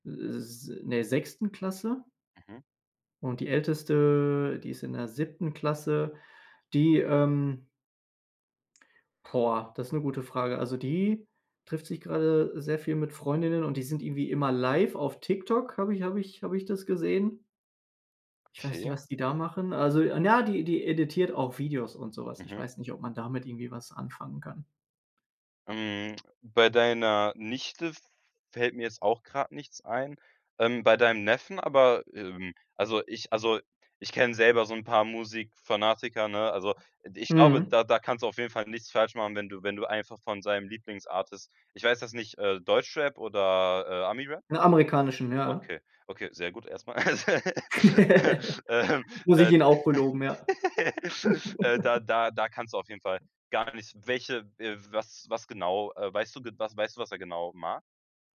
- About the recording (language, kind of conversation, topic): German, advice, Wie wähle ich ein passendes Geschenk aus, wenn ich keine guten Ideen finde?
- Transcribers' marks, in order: drawn out: "älteste"; other background noise; laugh; laughing while speaking: "Muss ich ihnen auch beloben, ja"; laugh; laughing while speaking: "Ja, ähm, äh"; chuckle; giggle